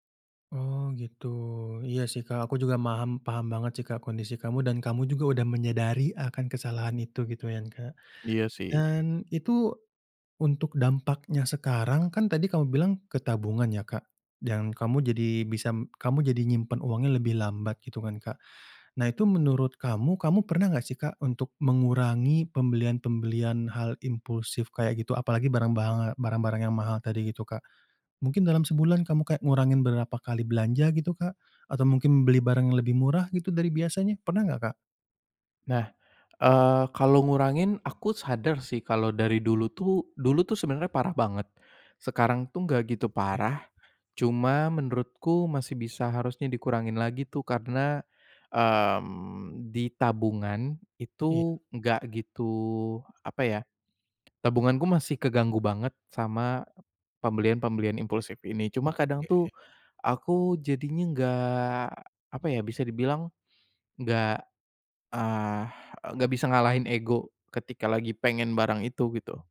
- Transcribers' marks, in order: "kan" said as "yan"; other background noise; tapping
- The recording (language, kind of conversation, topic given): Indonesian, advice, Bagaimana cara mengatasi rasa bersalah setelah membeli barang mahal yang sebenarnya tidak perlu?
- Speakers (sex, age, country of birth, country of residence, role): male, 25-29, Indonesia, Indonesia, advisor; male, 25-29, Indonesia, Indonesia, user